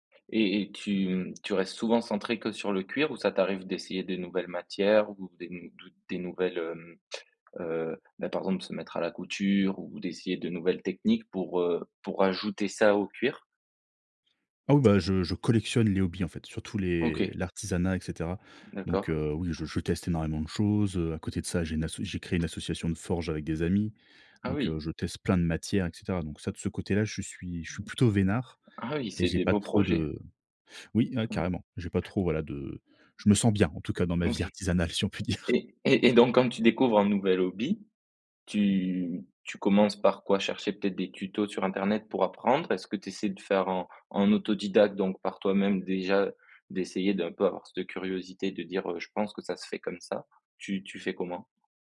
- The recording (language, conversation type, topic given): French, podcast, Processus d’exploration au démarrage d’un nouveau projet créatif
- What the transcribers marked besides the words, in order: other background noise; drawn out: "les"; tapping; stressed: "bien"; laughing while speaking: "ma vie artisanale si on peut dire"; drawn out: "tu"